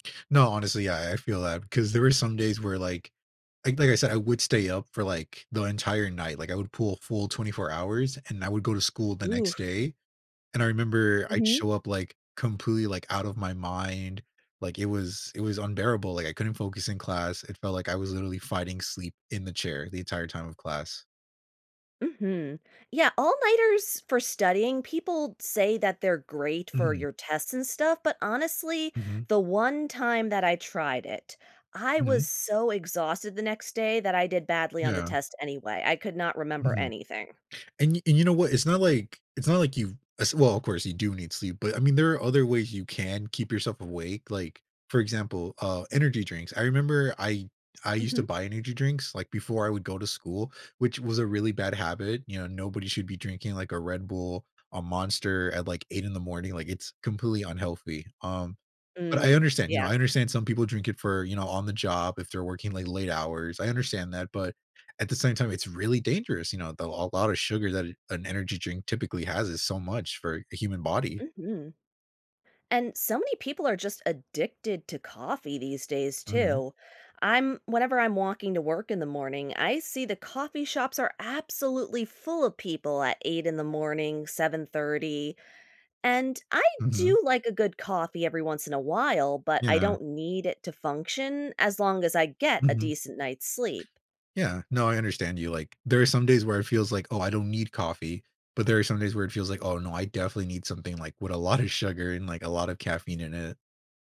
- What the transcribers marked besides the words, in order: tapping; laughing while speaking: "a lot"
- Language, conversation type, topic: English, unstructured, How can I use better sleep to improve my well-being?